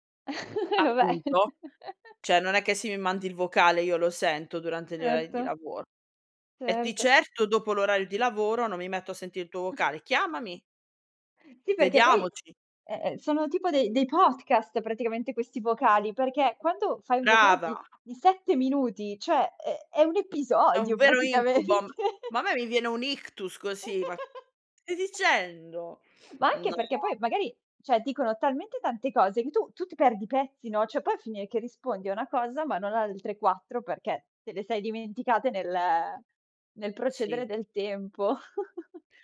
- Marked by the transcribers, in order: chuckle; laughing while speaking: "Eh vabbè"; chuckle; tapping; chuckle; other background noise; laughing while speaking: "praticamente"; chuckle; chuckle
- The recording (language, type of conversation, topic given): Italian, podcast, Quando preferisci inviare un messaggio vocale invece di scrivere un messaggio?